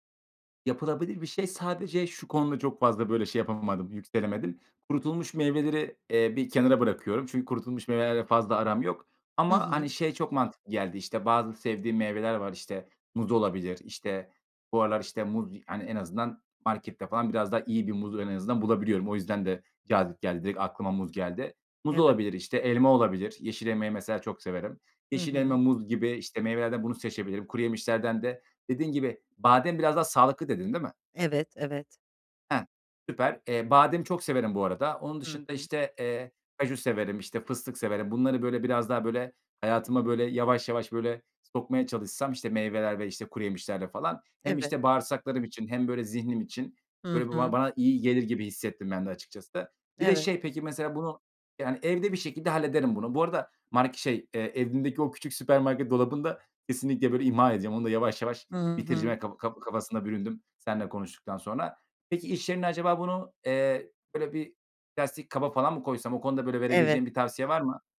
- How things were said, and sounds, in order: none
- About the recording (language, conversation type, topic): Turkish, advice, Atıştırmalık seçimlerimi evde ve dışarıda daha sağlıklı nasıl yapabilirim?
- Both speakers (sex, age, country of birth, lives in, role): female, 50-54, Turkey, Italy, advisor; male, 25-29, Turkey, Bulgaria, user